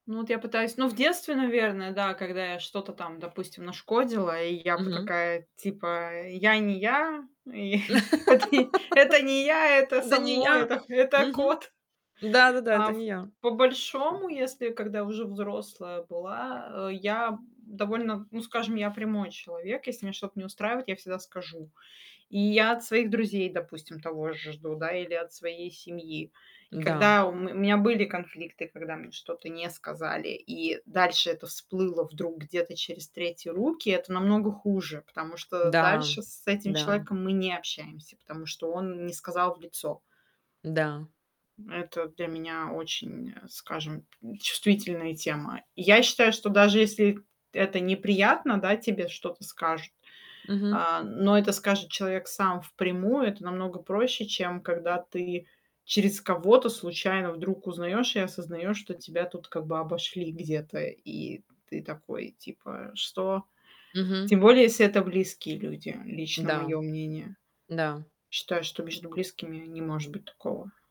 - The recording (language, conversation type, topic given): Russian, unstructured, Можно ли оправдать ложь во благо?
- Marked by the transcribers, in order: tapping; other background noise; laugh; laughing while speaking: "и вот"; chuckle; static